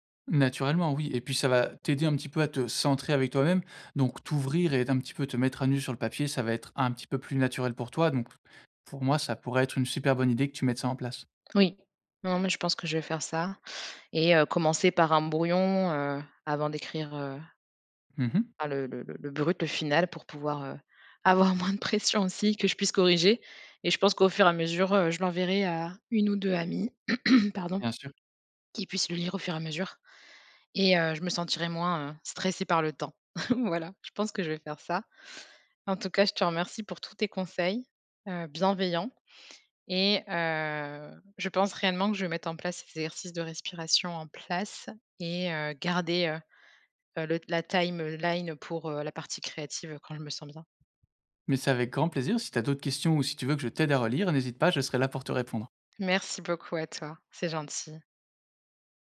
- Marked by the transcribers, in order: other background noise; laughing while speaking: "moins de pression, aussi"; throat clearing; chuckle; drawn out: "heu"; in English: "timeline"
- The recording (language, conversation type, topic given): French, advice, Comment surmonter un blocage d’écriture à l’approche d’une échéance ?